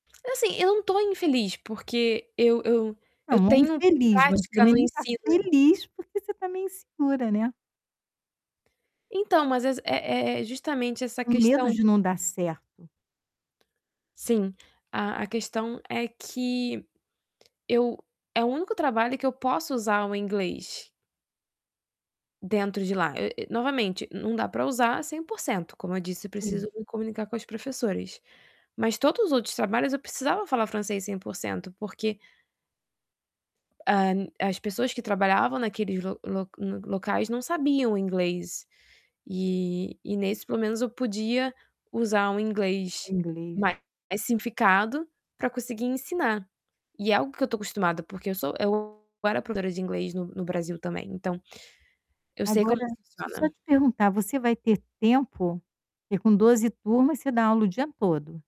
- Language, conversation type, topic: Portuguese, advice, Como posso me sentir valioso mesmo quando não atinjo minhas metas?
- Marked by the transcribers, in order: distorted speech; tapping